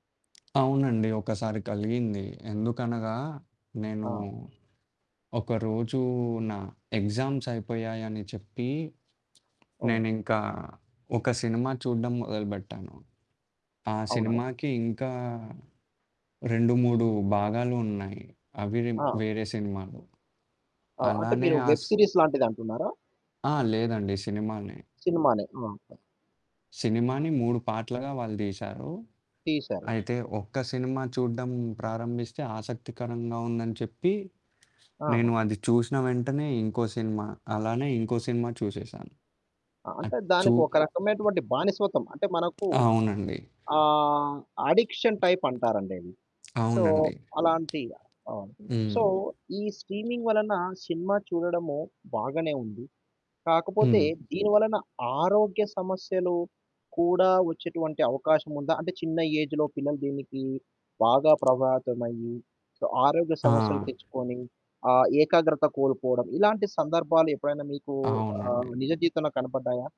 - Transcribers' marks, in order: other background noise; static; in English: "ఎగ్జామ్స్"; in English: "వెబ్ సీరీస్"; horn; in English: "అడిక్షన్ టైప్"; in English: "సో"; in English: "సో"; in English: "స్ట్రీమింగ్"; in English: "ఏజ్‌లో"; in English: "సో"
- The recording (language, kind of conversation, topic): Telugu, podcast, స్ట్రీమింగ్ పెరగడంతో సినిమాలు చూసే విధానం ఎలా మారిందని మీరు అనుకుంటున్నారు?